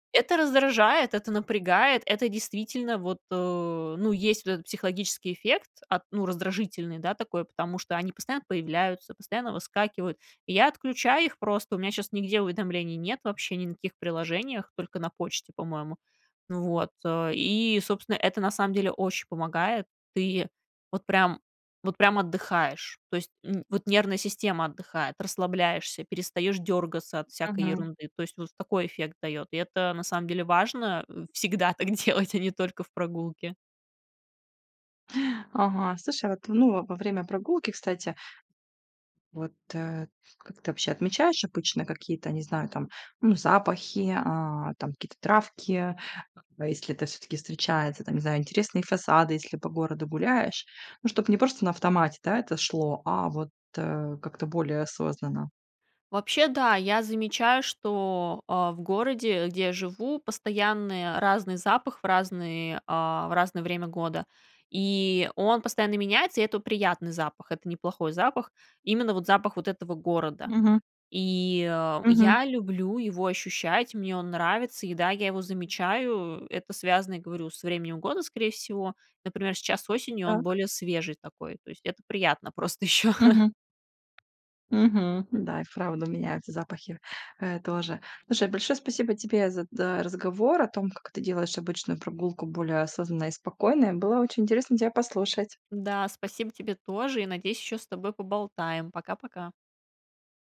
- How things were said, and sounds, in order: other background noise; laughing while speaking: "делать"; laughing while speaking: "просто ещё"; tapping
- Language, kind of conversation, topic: Russian, podcast, Как сделать обычную прогулку более осознанной и спокойной?